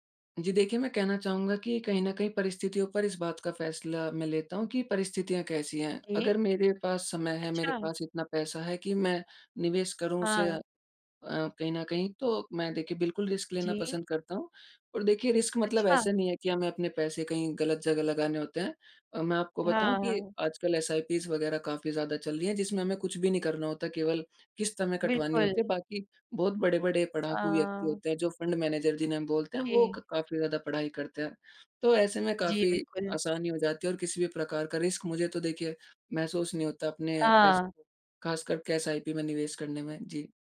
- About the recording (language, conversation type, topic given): Hindi, podcast, पैसों के बारे में तुम्हारी सबसे बड़ी सीख क्या है?
- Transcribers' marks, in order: in English: "रिस्क"; in English: "रिस्क"; in English: "एसआईपीज़"; in English: "फँड मैनेजर"; in English: "रिस्क"; in English: "एसआईपी"